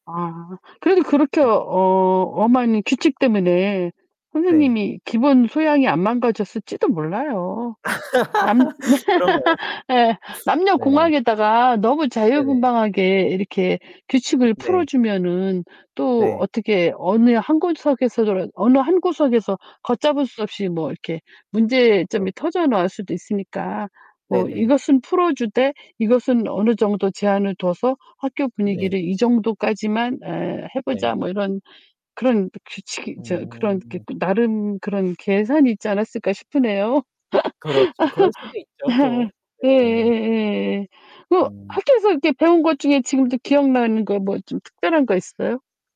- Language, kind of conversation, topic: Korean, unstructured, 공부 외에 학교에서 배운 가장 중요한 것은 무엇인가요?
- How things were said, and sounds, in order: distorted speech; laugh; other background noise; laugh